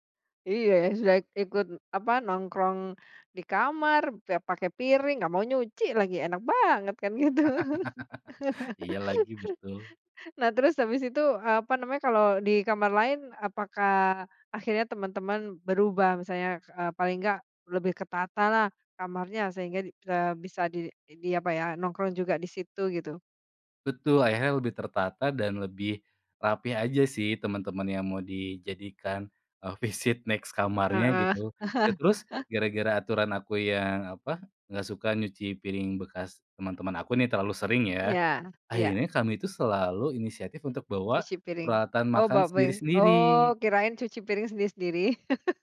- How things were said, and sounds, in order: laugh; laughing while speaking: "gitu"; chuckle; in English: "visit next"; chuckle; tapping; chuckle
- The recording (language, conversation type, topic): Indonesian, podcast, Bagaimana cara menegaskan batas tanpa membuat hubungan menjadi renggang?